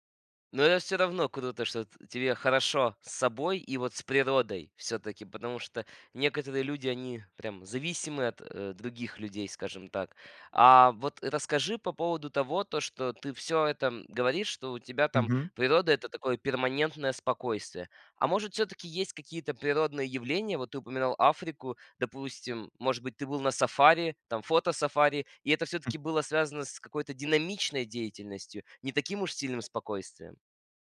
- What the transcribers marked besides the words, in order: none
- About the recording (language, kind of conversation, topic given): Russian, podcast, Как природа влияет на твоё настроение?